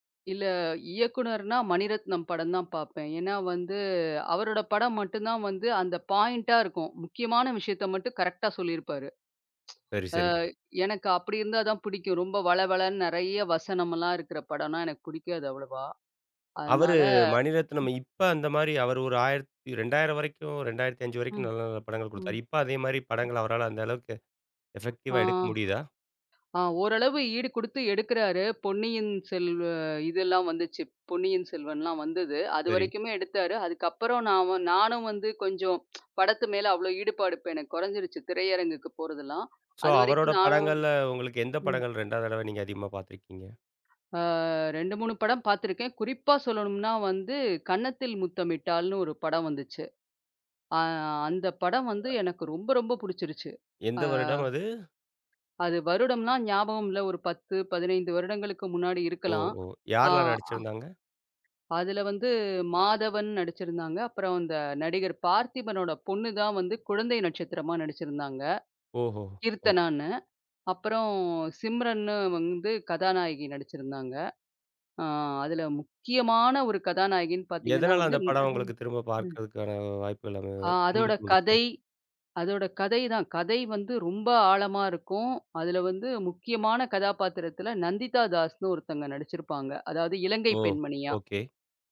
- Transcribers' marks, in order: in English: "பாயிண்ட்டா"; in English: "கரெக்டா"; tsk; other background noise; in English: "எஃபெக்டிவ்வா"; tsk; in English: "சோ"; other noise
- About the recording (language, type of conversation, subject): Tamil, podcast, மறுபடியும் பார்க்கத் தூண்டும் திரைப்படங்களில் பொதுவாக என்ன அம்சங்கள் இருக்கும்?